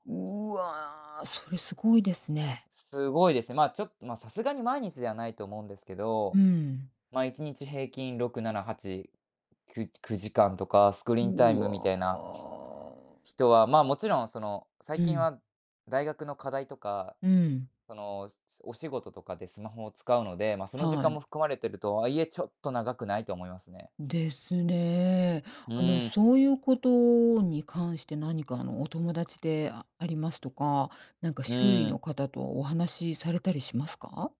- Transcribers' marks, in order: drawn out: "うわ"; other noise
- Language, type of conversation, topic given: Japanese, podcast, スマホ依存を減らすために、すぐにできるちょっとした工夫はありますか？